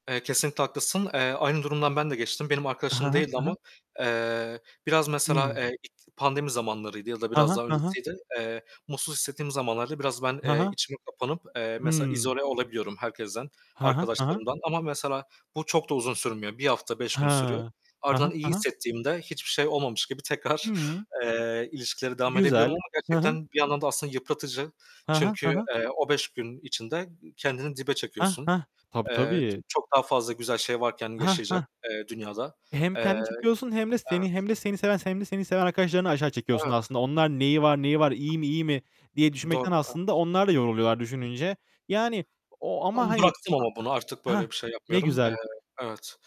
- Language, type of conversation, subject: Turkish, unstructured, Duygusal zorluklar yaşarken yardım istemek neden zor olabilir?
- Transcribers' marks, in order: distorted speech; other background noise; unintelligible speech; tapping